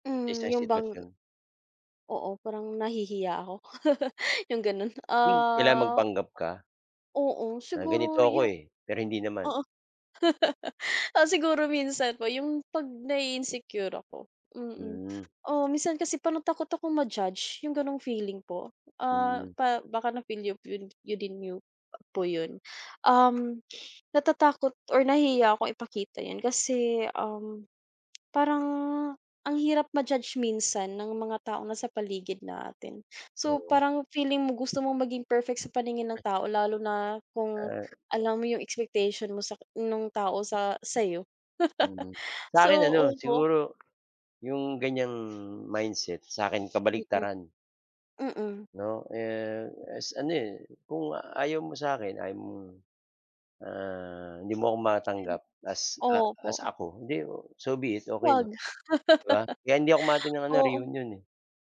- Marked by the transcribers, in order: laugh; laugh; tapping; fan; laugh; other background noise; laugh
- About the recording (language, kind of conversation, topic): Filipino, unstructured, Paano mo ipinapakita ang tunay mong sarili sa harap ng iba?